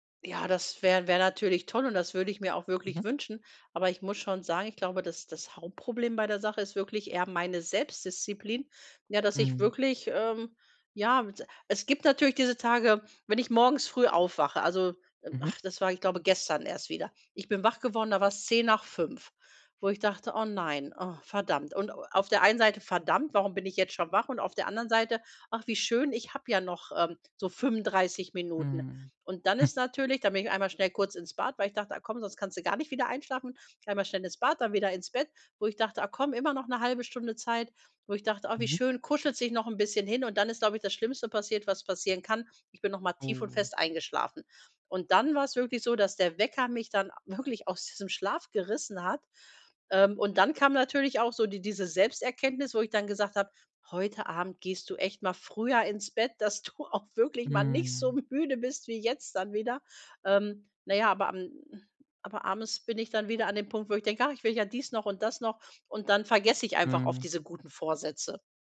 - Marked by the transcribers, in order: stressed: "Selbstdisziplin"; sad: "Oh nein, oh verdammt"; chuckle; drawn out: "Oh"; laughing while speaking: "auch wirklich mal nicht so müde bist"; sigh
- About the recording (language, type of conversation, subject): German, advice, Wie kann ich mir täglich feste Schlaf- und Aufstehzeiten angewöhnen?